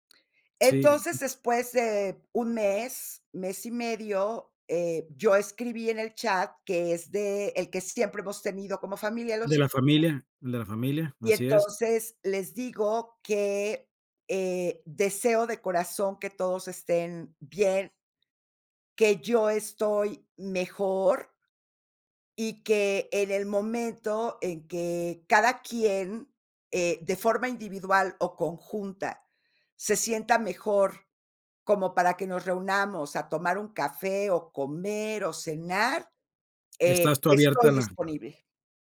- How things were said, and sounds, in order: unintelligible speech
- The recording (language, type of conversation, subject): Spanish, podcast, ¿Qué acciones sencillas recomiendas para reconectar con otras personas?